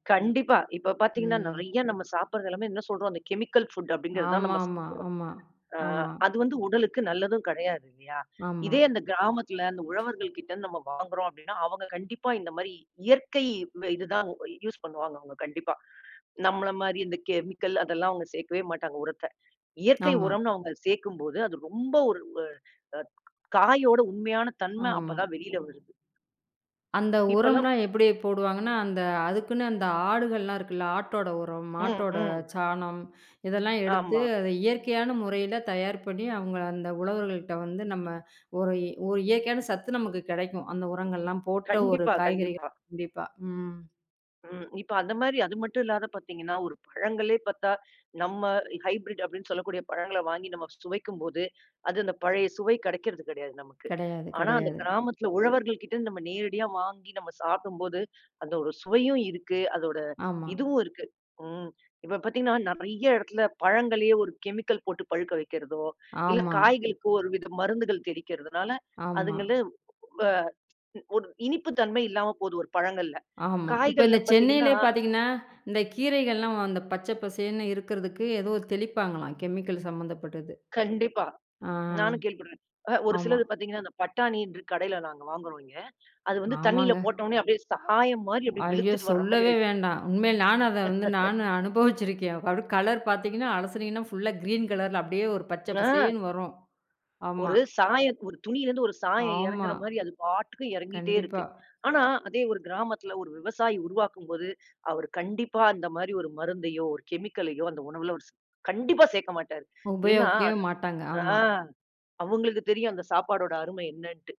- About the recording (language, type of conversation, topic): Tamil, podcast, உழவரிடம் நேரடியாக தொடர்பு கொண்டு வாங்குவதால் கிடைக்கும் நன்மைகள் என்னென்ன?
- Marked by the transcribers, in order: in English: "கெமிக்கல் ஃபுட்"; other noise; in English: "யூஸ்"; in English: "ஹைபிரிட்"; in English: "கெமிக்கல்"; tsk; in English: "கெமிக்கல்"; laugh; in English: "கலர்"; in English: "ஃபுள்ளா கிறீன்"; in English: "கெமிக்கலயோ"